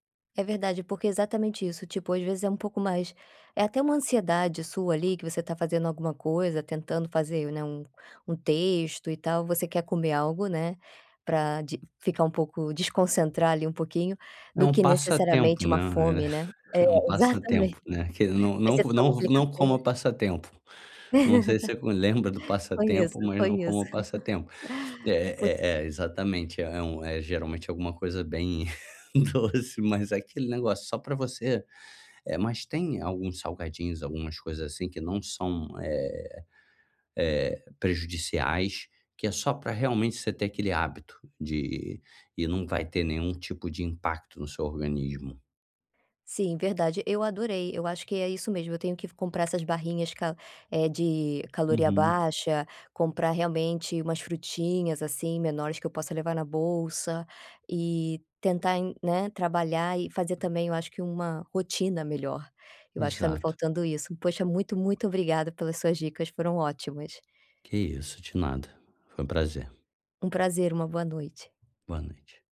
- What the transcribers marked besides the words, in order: tapping; chuckle; laugh; laugh; laughing while speaking: "doce"
- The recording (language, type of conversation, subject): Portuguese, advice, Como posso controlar os desejos por comida entre as refeições?